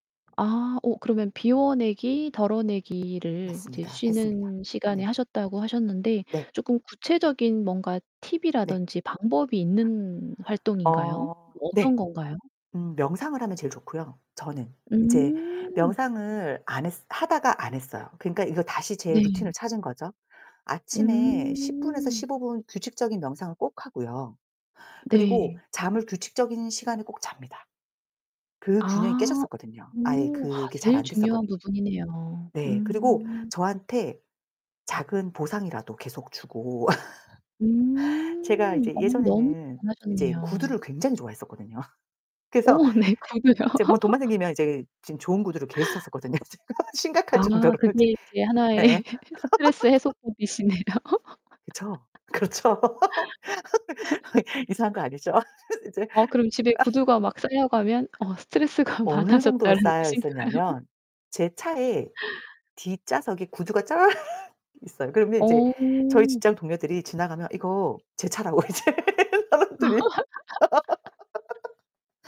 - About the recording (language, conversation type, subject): Korean, podcast, 장기 목표와 당장의 행복 사이에서 어떻게 균형을 잡으시나요?
- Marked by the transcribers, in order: other background noise; distorted speech; laugh; laugh; laughing while speaking: "네, 구두요"; laugh; laughing while speaking: "샀었거든요. 심각할 정도로 이제"; laugh; laugh; laughing while speaking: "그렇죠"; laugh; laughing while speaking: "아 이제 아"; laughing while speaking: "스트레스가 많아졌다라는 뜻인가요?"; laughing while speaking: "쫙"; laugh; laughing while speaking: "이제 사람들이"; laugh